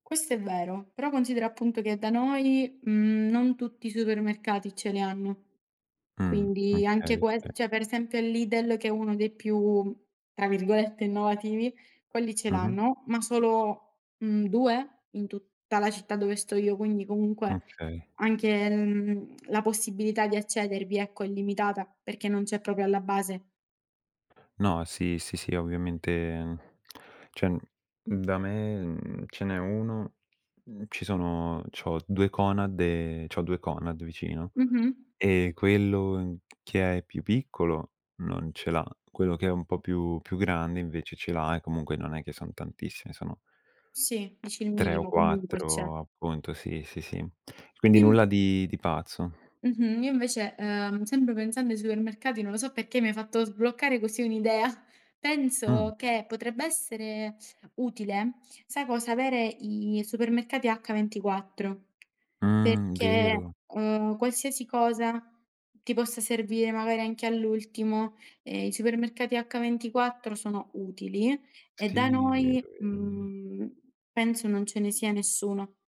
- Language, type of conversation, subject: Italian, unstructured, Come immagini il futuro grazie alla scienza?
- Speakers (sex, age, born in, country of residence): female, 20-24, Italy, Italy; male, 18-19, Italy, Italy
- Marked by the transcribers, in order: other background noise; "proprio" said as "propio"; "cioè" said as "ceh"; chuckle; tapping